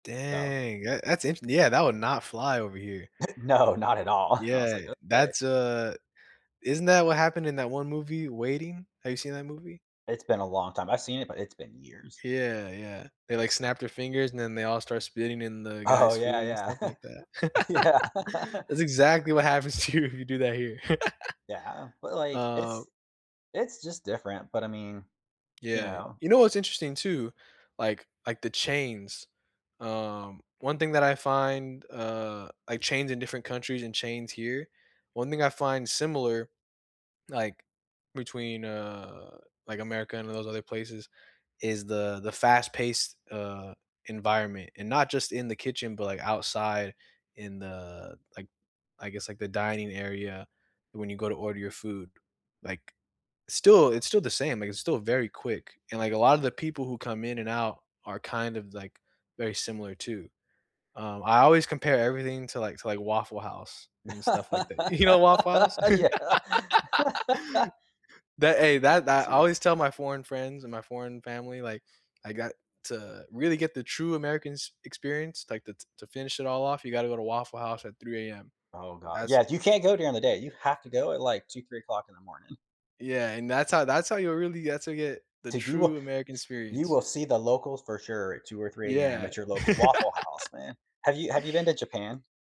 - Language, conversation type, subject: English, unstructured, How does eating local help you map a culture and connect with people?
- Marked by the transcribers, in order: drawn out: "Dang"; chuckle; laughing while speaking: "Oh"; chuckle; laughing while speaking: "Yeah"; chuckle; laugh; laughing while speaking: "to you"; laugh; tapping; chuckle; laughing while speaking: "You know"; laughing while speaking: "Yeah"; laugh; chuckle; background speech; laugh